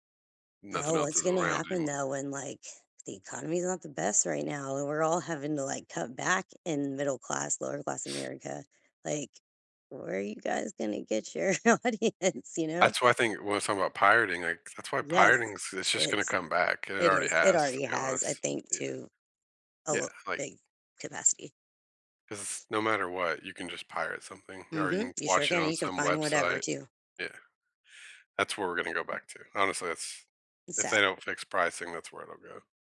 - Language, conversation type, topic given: English, unstructured, How are global streaming wars shaping what you watch and your local culture?
- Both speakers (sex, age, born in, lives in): female, 40-44, United States, United States; male, 35-39, United States, United States
- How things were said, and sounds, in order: laughing while speaking: "your audience"